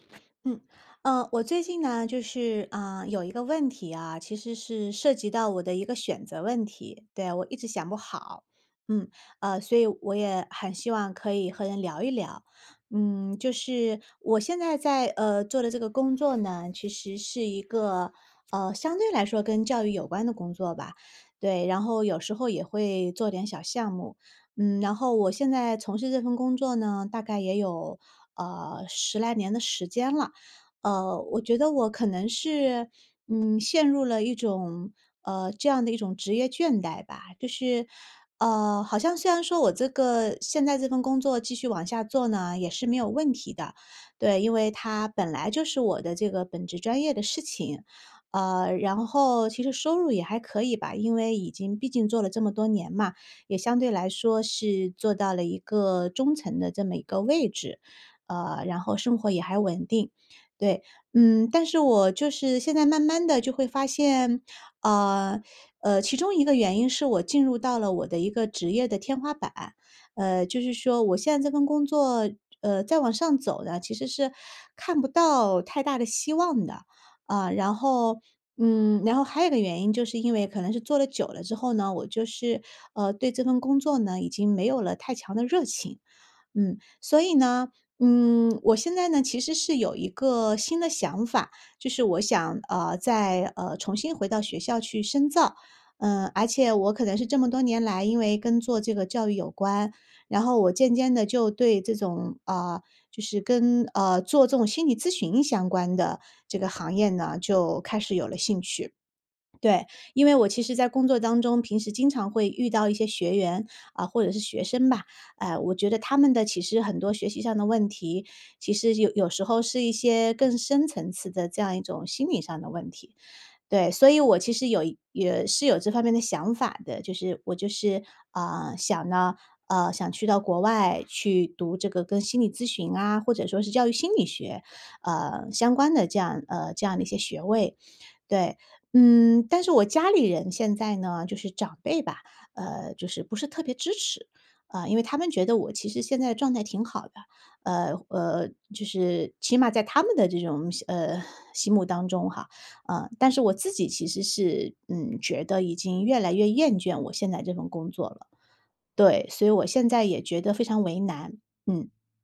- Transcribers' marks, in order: other background noise
- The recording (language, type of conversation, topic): Chinese, advice, 我该选择回学校继续深造，还是继续工作？